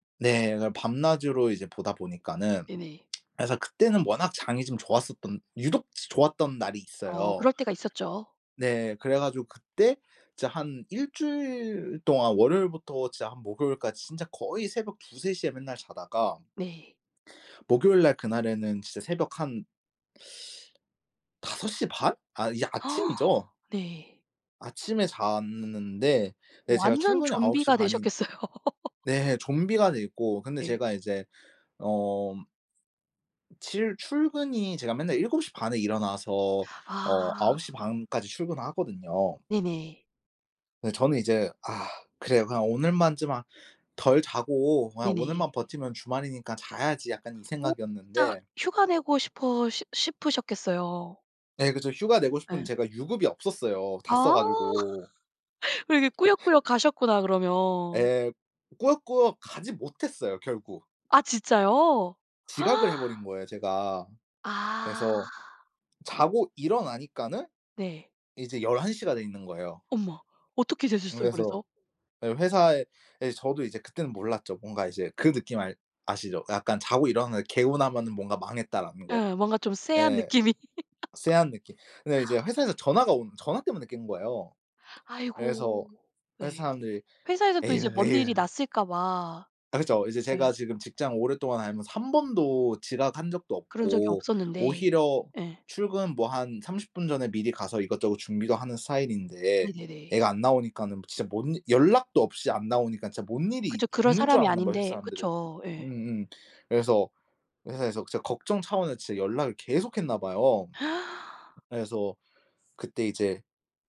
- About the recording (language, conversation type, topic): Korean, podcast, 한 가지 습관이 삶을 바꾼 적이 있나요?
- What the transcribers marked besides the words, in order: tapping; teeth sucking; gasp; laughing while speaking: "되셨겠어요"; laugh; other background noise; laugh; gasp; laughing while speaking: "느낌이"; laugh; gasp